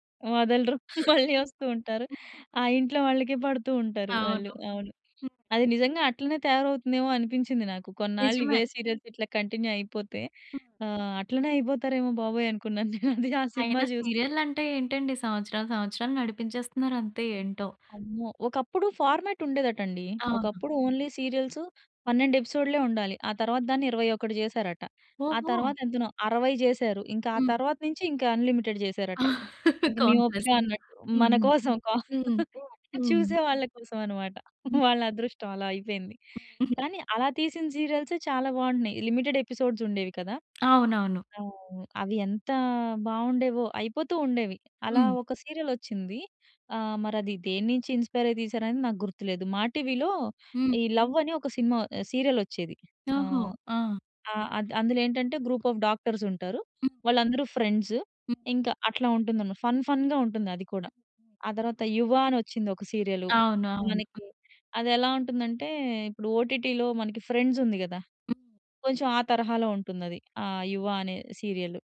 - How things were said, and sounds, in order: laughing while speaking: "మళ్ళీ వస్తూ ఉంటారు"; other noise; in English: "కంటిన్యూ"; laughing while speaking: "నేనది"; in English: "సీరియల్"; in English: "ఫార్మాట్"; in English: "ఓన్లీ సీరియల్స్"; laugh; in English: "అన్‌లిమిటెడ్"; laughing while speaking: "కోసం కా చూసే"; laugh; in English: "సీరియల్సే"; in English: "లిమిటెడ్ ఎపిసోడ్స్"; in English: "సీరియల్"; in English: "ఇన్‌స్పైర్"; in English: "లవ్"; in English: "సీరియల్"; in English: "గ్రూప్ ఆఫ్ డాక్టర్స్"; in English: "ఫ్రెండ్స్"; in English: "ఫన్ ఫన్‌గా"; in English: "సీరియలు"; other background noise; in English: "ఫ్రెండ్స్"; in English: "సీరియలు"
- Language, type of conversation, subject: Telugu, podcast, షోలో మహిళా ప్రతినాయకుల చిత్రీకరణపై మీ అభిప్రాయం ఏమిటి?